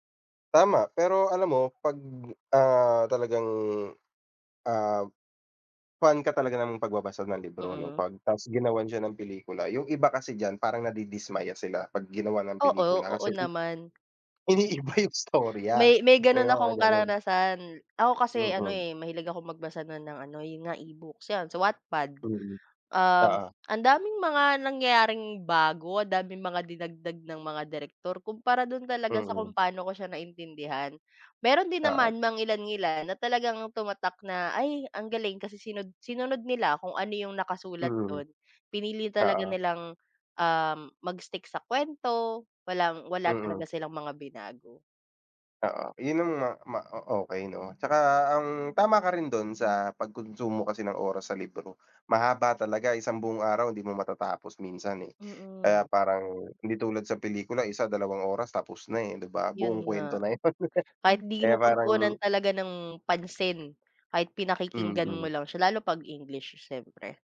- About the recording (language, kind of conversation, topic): Filipino, unstructured, Sa pagitan ng libro at pelikula, alin ang mas gusto mong libangan?
- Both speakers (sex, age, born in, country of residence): female, 25-29, Philippines, Philippines; male, 30-34, Philippines, Philippines
- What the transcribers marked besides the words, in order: tapping; laughing while speaking: "iniiba"; other background noise; unintelligible speech; chuckle